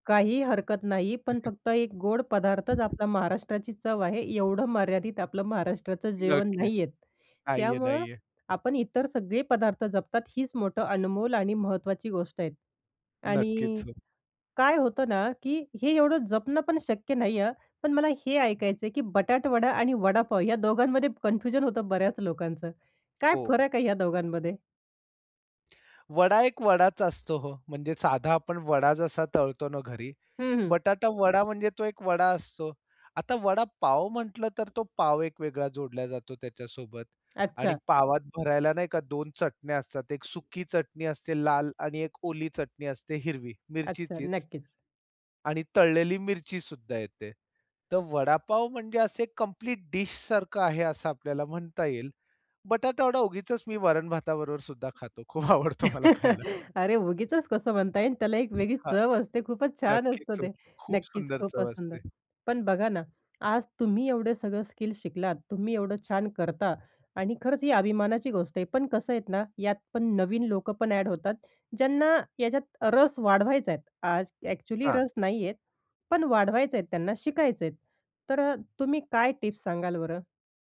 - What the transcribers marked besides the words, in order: chuckle; other background noise; other noise; tapping; chuckle; laughing while speaking: "खूप आवडतो मला खायला"
- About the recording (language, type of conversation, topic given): Marathi, podcast, स्वयंपाक करायला तुमची आवड कशी वाढली?